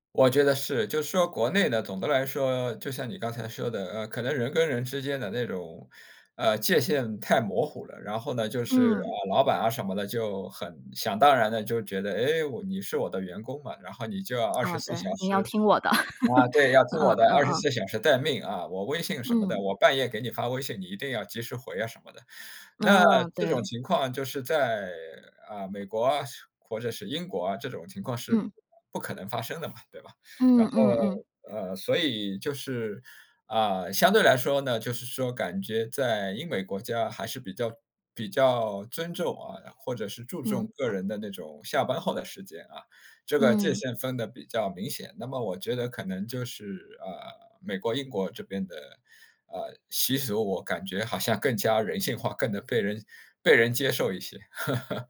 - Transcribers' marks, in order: laugh; laugh
- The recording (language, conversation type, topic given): Chinese, podcast, 你能跟我们说说如何重新定义成功吗？